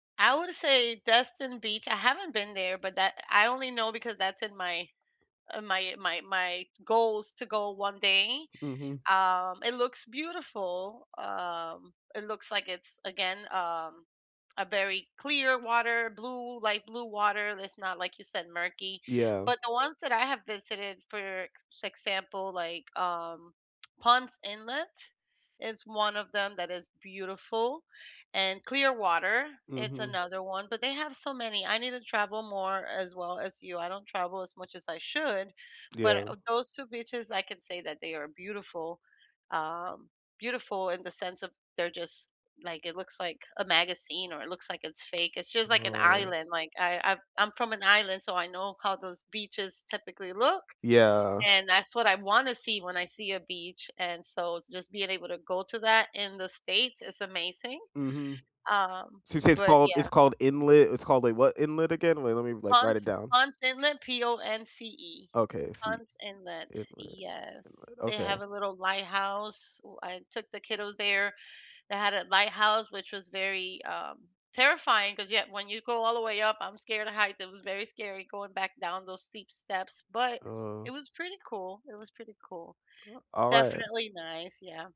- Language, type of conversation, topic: English, unstructured, Where is a travel destination you think is overrated, and why?
- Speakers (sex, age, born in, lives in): female, 40-44, Puerto Rico, United States; male, 25-29, United States, United States
- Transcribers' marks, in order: tapping; other background noise; tsk